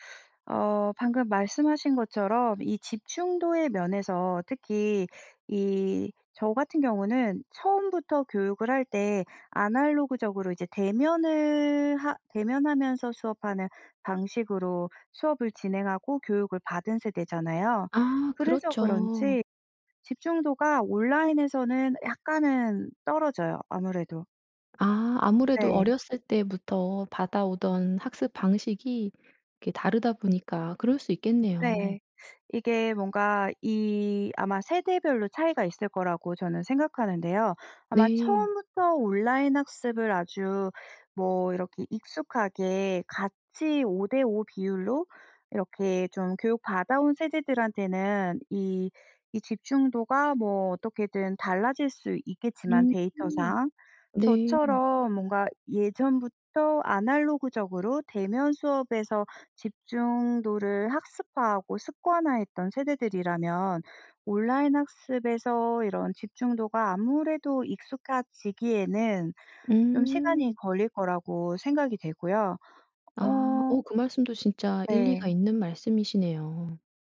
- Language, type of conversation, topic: Korean, podcast, 온라인 학습은 학교 수업과 어떤 점에서 가장 다르나요?
- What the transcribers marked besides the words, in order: "익숙해지기에는" said as "익숙하지기에는"